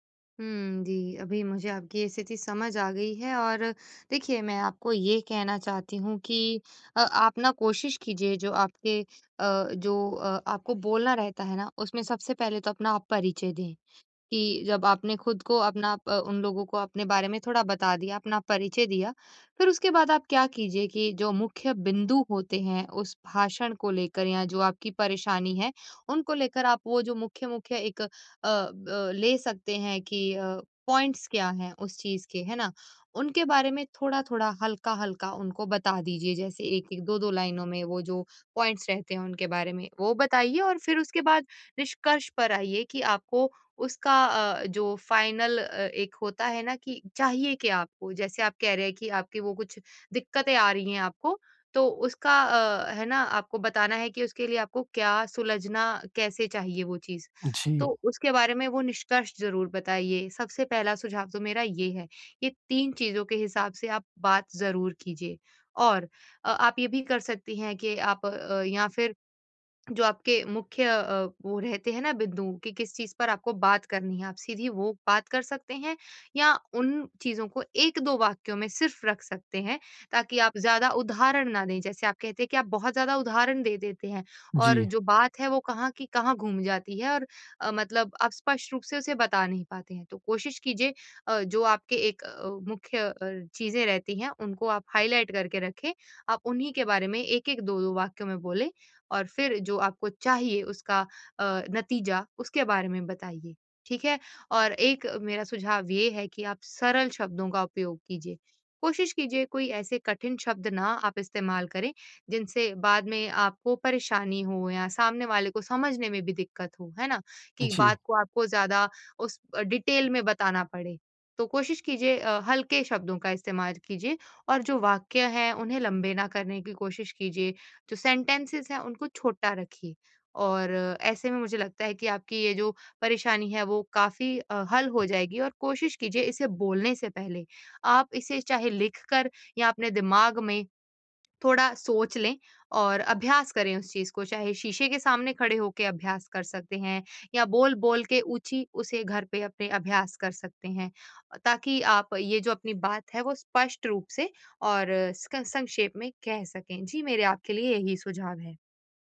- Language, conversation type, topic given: Hindi, advice, मैं अपनी बात संक्षेप और स्पष्ट रूप से कैसे कहूँ?
- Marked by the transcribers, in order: in English: "पॉइंट्स"; in English: "लाइनों"; in English: "पॉइंट्स"; in English: "फ़ाइनल"; in English: "हाइलाइट"; in English: "डिटेल"; in English: "सेंटेंसेस"